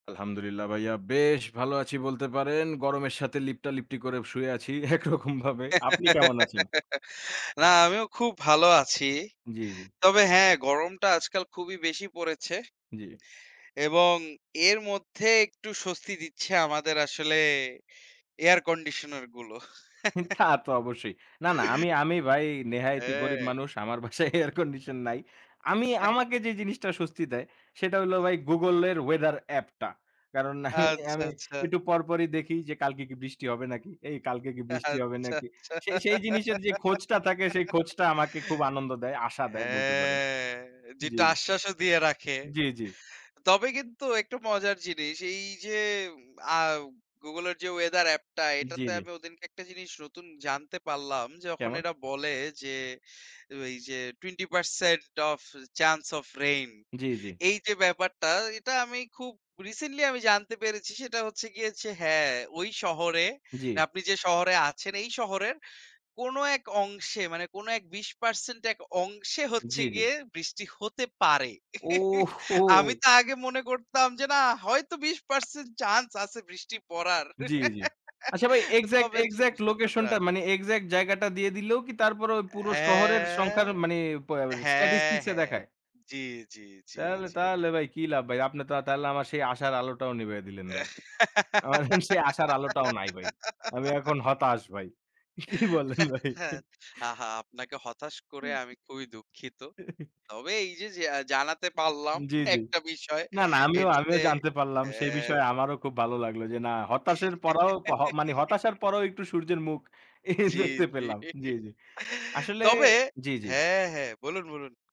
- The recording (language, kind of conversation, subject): Bengali, unstructured, প্রযুক্তি আমাদের দৈনন্দিন জীবনে কীভাবে সাহায্য করছে?
- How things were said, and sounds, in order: laughing while speaking: "একরকমভাবে"; laugh; chuckle; laughing while speaking: "আমার বাসায়"; other background noise; chuckle; laughing while speaking: "কারণ আমি আমি"; laughing while speaking: "আচ্ছা, আচ্ছা"; laugh; drawn out: "হ্যাঁ"; in English: "টুয়েন্টি পার্সেন্ট অফ চান্স অফ রেইন"; chuckle; giggle; drawn out: "অ্যা"; in English: "স্ট্যাটিসটিক্স"; giggle; laughing while speaking: "আমার"; laughing while speaking: "কি বলেন ভাই?"; chuckle; laughing while speaking: "একটা বিষয়"; laugh; laughing while speaking: "দেখতে পেলাম"; chuckle